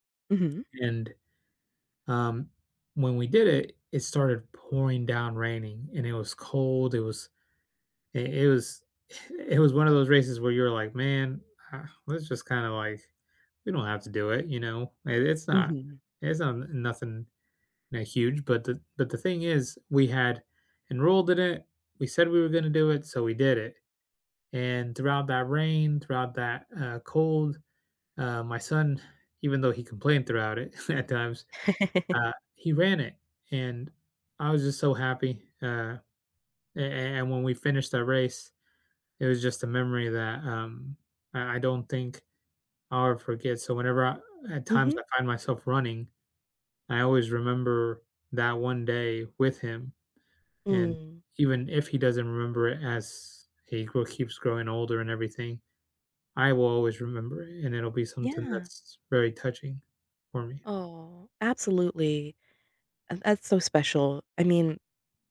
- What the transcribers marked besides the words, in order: chuckle; chuckle
- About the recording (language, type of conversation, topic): English, unstructured, Have you ever been surprised by a forgotten memory?